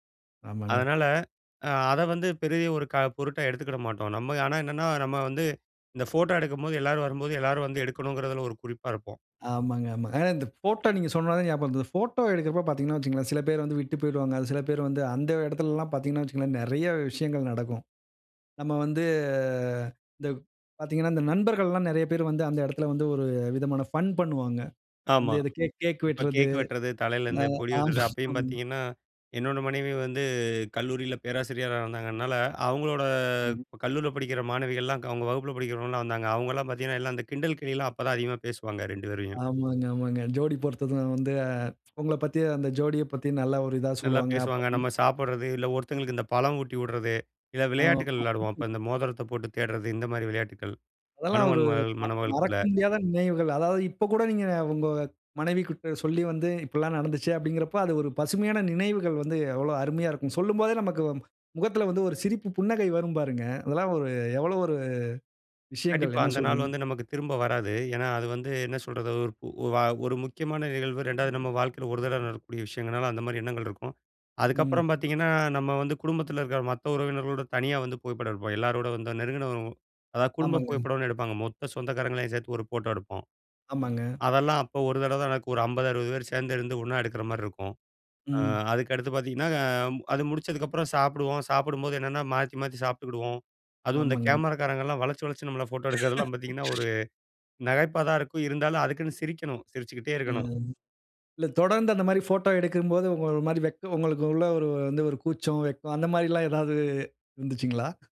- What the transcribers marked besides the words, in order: "சொன்னனா" said as "சொன்னதும்"; drawn out: "வந்து"; in English: "ஃபன்"; laughing while speaking: "ஆமாங்க, ஆமா"; drawn out: "அவங்களோட"; other noise; laughing while speaking: "ஆமா"; "மணமகன்" said as "மணவன்"; laugh
- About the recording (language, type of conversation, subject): Tamil, podcast, உங்கள் திருமண நாளின் நினைவுகளை சுருக்கமாக சொல்ல முடியுமா?